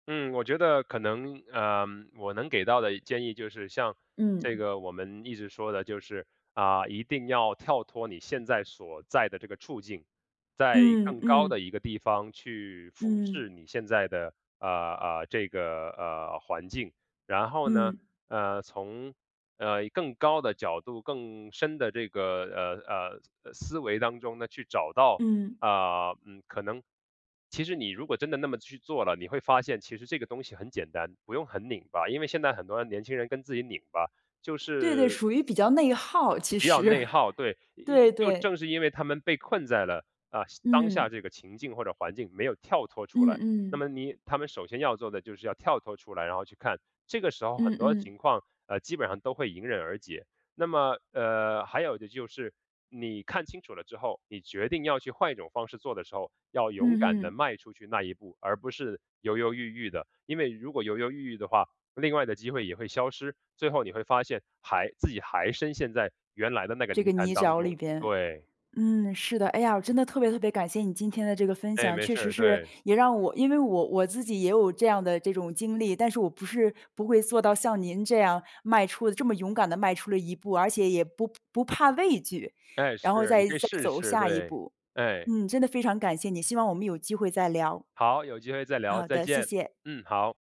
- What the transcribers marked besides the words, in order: laughing while speaking: "其实"
- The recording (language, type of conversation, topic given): Chinese, podcast, 你有哪些方法可以克服害怕失败的心态？